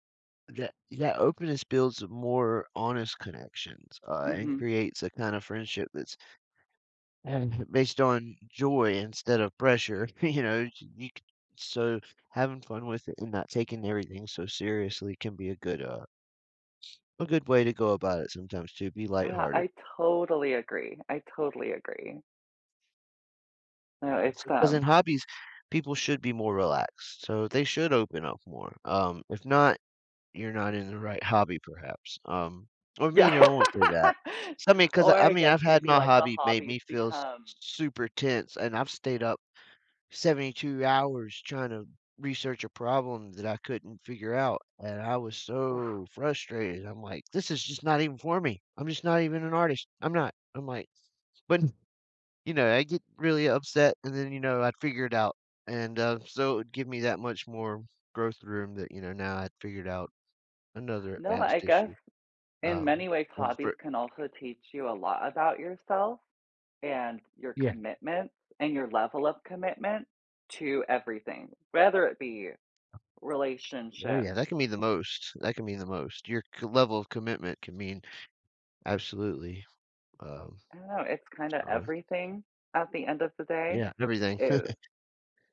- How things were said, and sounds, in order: laughing while speaking: "you know"; tapping; other background noise; laughing while speaking: "hobby"; laugh; unintelligible speech; chuckle
- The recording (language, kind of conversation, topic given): English, unstructured, In what ways can shared interests or hobbies help people build lasting friendships?
- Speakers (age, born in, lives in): 30-34, United States, United States; 35-39, United States, United States